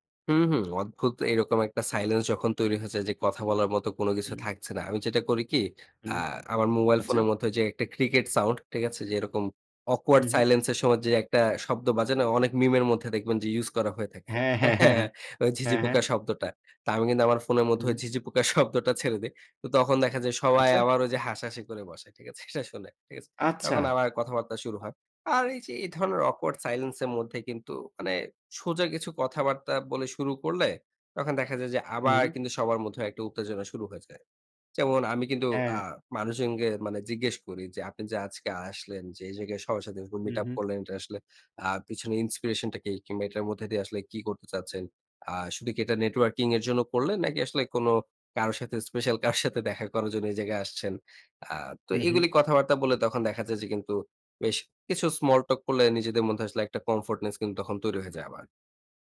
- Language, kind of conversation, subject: Bengali, podcast, মিটআপে গিয়ে আপনি কীভাবে কথা শুরু করেন?
- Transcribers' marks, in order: other background noise; tapping; in English: "awkward silence"; laughing while speaking: "হ্যাঁ, হ্যাঁ, হ্যাঁ, হ্যাঁ"; chuckle; laughing while speaking: "শব্দটা ছেড়ে দেই"; in English: "awkward silence"; "মানুষজনকে" said as "মানুষএঙ্গে"; laughing while speaking: "কারো সাথে দেখা"